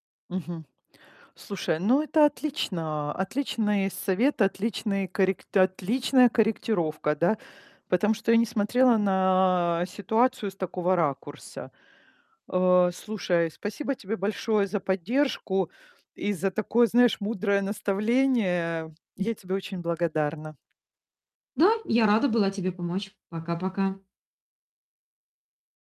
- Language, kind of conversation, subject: Russian, advice, Как справиться с чувством одиночества в новом месте?
- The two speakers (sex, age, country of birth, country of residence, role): female, 40-44, Ukraine, Italy, advisor; female, 50-54, Ukraine, Italy, user
- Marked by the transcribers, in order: tapping; static; other noise